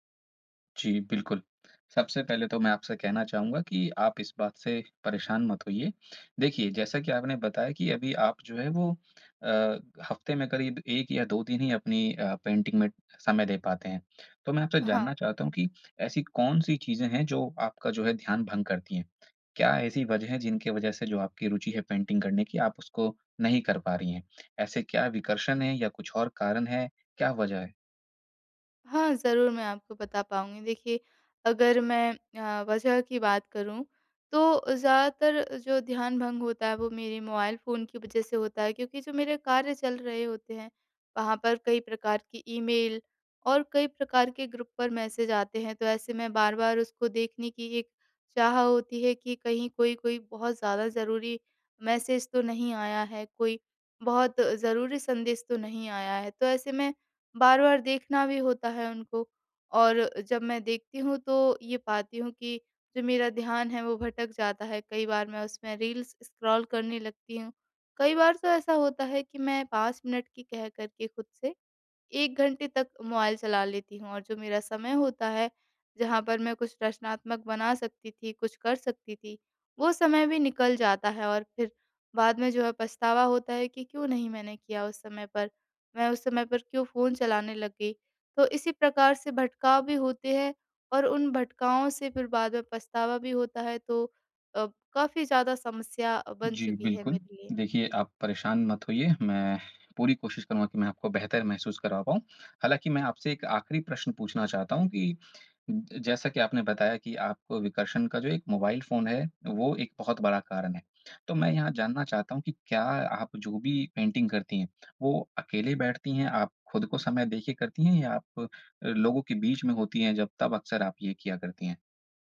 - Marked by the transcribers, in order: in English: "पेंटिंग"; in English: "पेंटिंग"; in English: "ग्रुप"; in English: "पेंटिंग"
- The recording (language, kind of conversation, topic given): Hindi, advice, मैं बिना ध्यान भंग हुए अपने रचनात्मक काम के लिए समय कैसे सुरक्षित रख सकता/सकती हूँ?